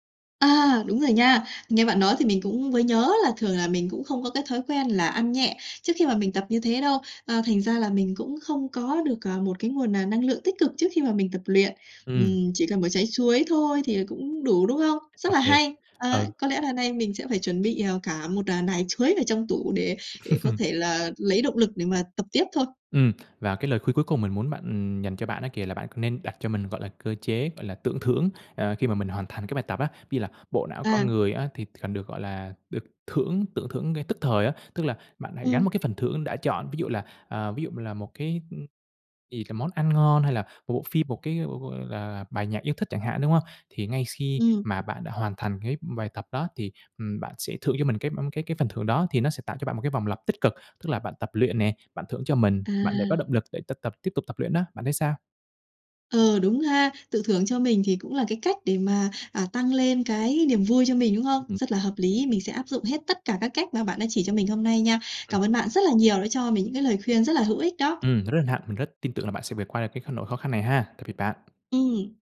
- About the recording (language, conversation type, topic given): Vietnamese, advice, Làm sao để có động lực bắt đầu tập thể dục hằng ngày?
- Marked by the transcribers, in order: other background noise; tapping; chuckle